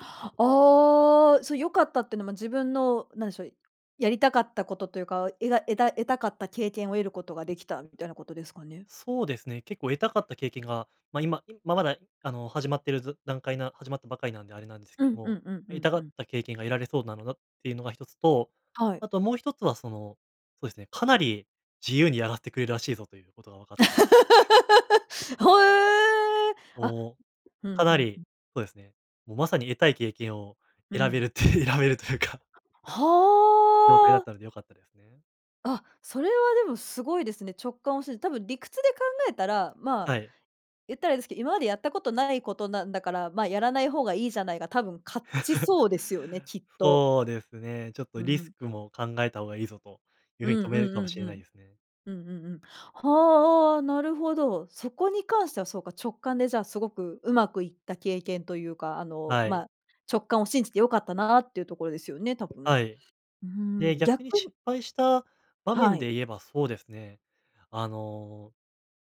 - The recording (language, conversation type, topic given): Japanese, podcast, 直感と理屈、どちらを信じますか？
- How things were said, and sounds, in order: laugh; laughing while speaking: "選べるって選べるというか"; laugh; other background noise